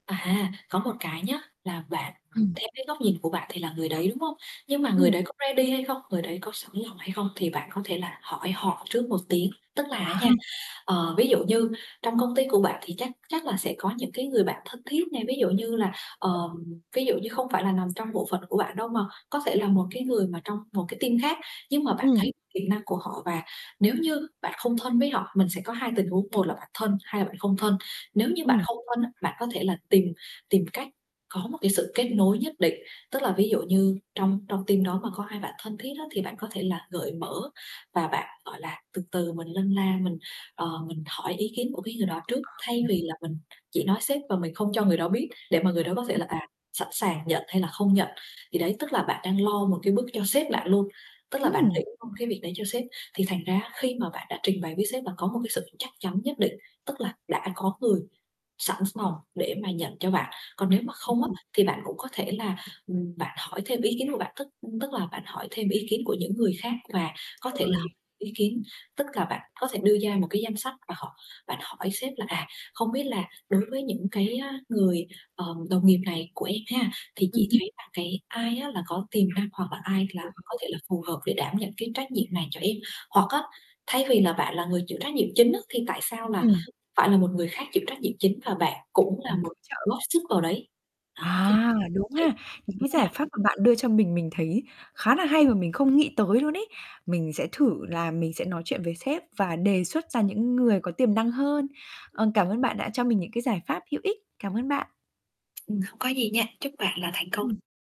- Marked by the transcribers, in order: distorted speech; in English: "ready"; unintelligible speech; tapping; other background noise; in English: "team"; in English: "team"; unintelligible speech; unintelligible speech
- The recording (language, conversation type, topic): Vietnamese, advice, Làm sao để từ chối một yêu cầu mà không làm mất lòng người khác?
- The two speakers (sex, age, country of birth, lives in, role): female, 20-24, Vietnam, Vietnam, user; female, 25-29, Vietnam, Malaysia, advisor